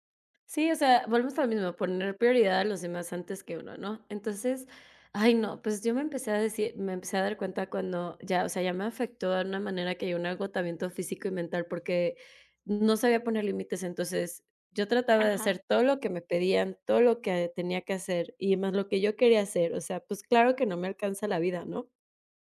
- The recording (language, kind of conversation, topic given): Spanish, podcast, ¿Cómo aprendes a decir no sin culpa?
- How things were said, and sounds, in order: other background noise